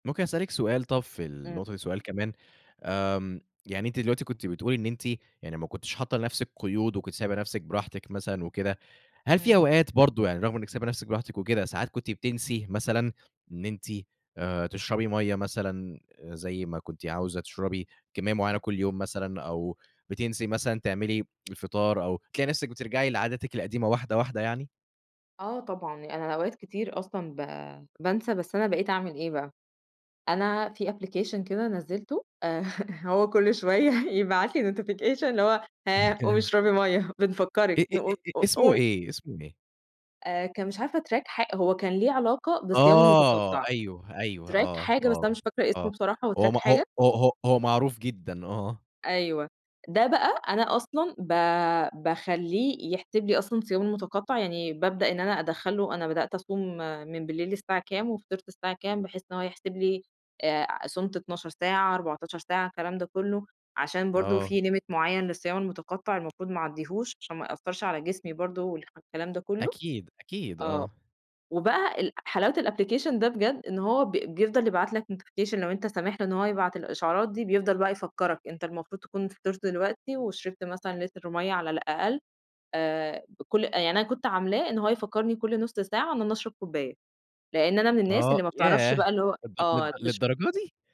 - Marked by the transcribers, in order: in English: "application"; laugh; laughing while speaking: "هو كل شوية يبعت لي … نقو قو قوم"; in English: "notification"; chuckle; in English: "track"; in English: "track"; in English: "track"; laughing while speaking: "آه"; in English: "limit"; tapping; in English: "الapplication"; in English: "notification"
- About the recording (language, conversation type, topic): Arabic, podcast, إيه العادات الصغيرة اللي خلّت يومك أحسن؟